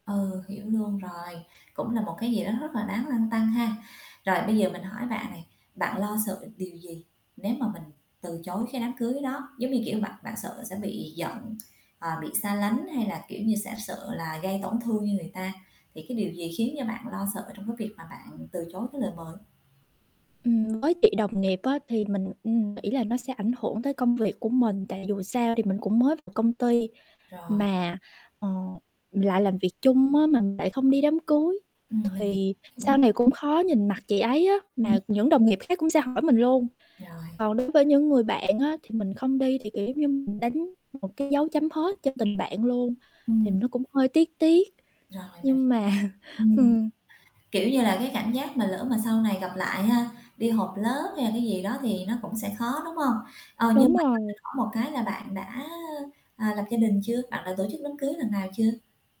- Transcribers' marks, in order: static; tapping; other background noise; distorted speech; laughing while speaking: "mà ừm"
- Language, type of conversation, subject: Vietnamese, advice, Làm sao để từ chối lời mời một cách khéo léo mà không làm người khác phật lòng?